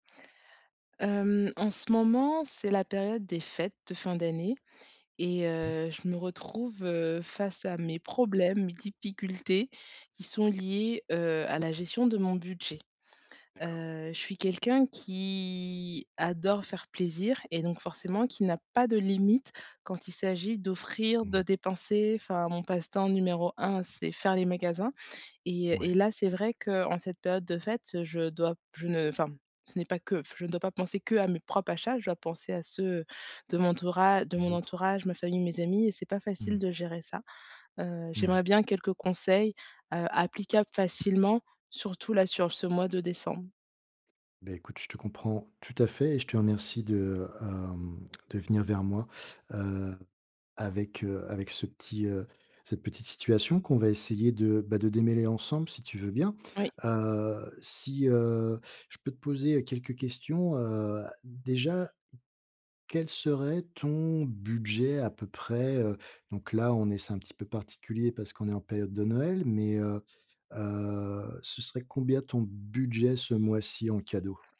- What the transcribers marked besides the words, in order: drawn out: "qui"; tapping
- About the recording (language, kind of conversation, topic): French, advice, Comment faire des achats intelligents avec un budget limité ?